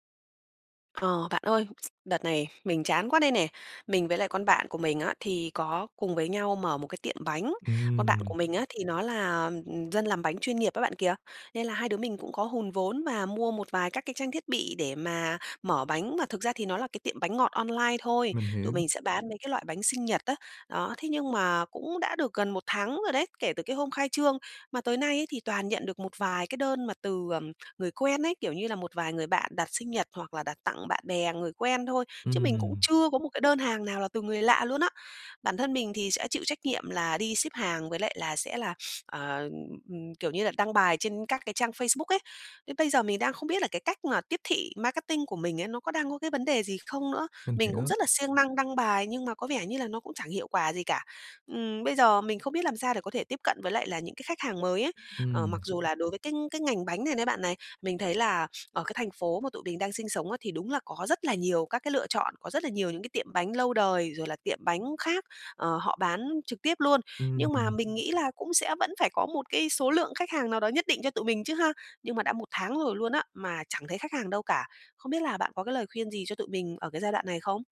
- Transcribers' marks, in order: other background noise; lip smack; tapping; sniff
- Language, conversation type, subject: Vietnamese, advice, Làm sao để tiếp thị hiệu quả và thu hút những khách hàng đầu tiên cho startup của tôi?